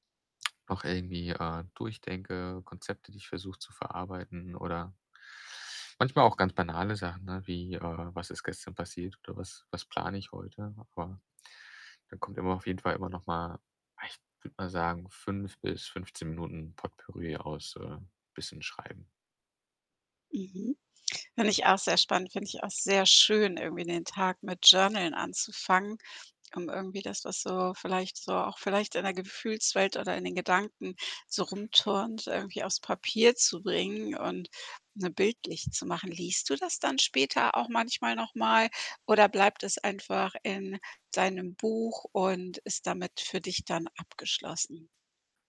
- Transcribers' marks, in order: "Potpourri" said as "Potpürree"; other background noise; tapping
- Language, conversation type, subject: German, podcast, Wie sieht deine Morgenroutine an einem ganz normalen Tag aus?
- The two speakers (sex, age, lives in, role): female, 55-59, Italy, host; male, 30-34, Germany, guest